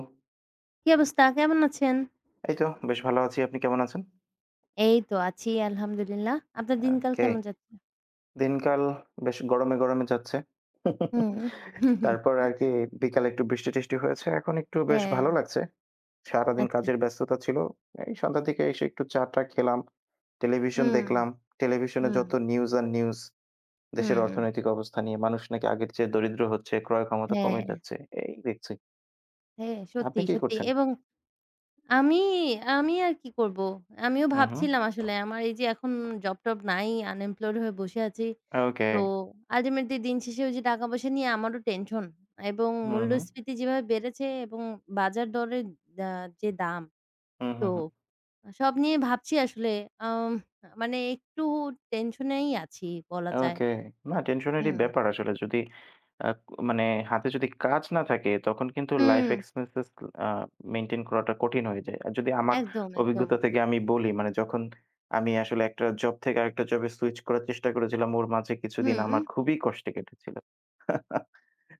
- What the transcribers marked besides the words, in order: chuckle; chuckle; other background noise; in English: "আনএমপ্লয়েড"; in English: "আল্টিমেটলি"; in English: "এক্সপেন্সেস"; chuckle
- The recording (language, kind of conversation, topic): Bengali, unstructured, দরিদ্রতার কারণে কি মানুষ সহজেই হতাশায় ভোগে?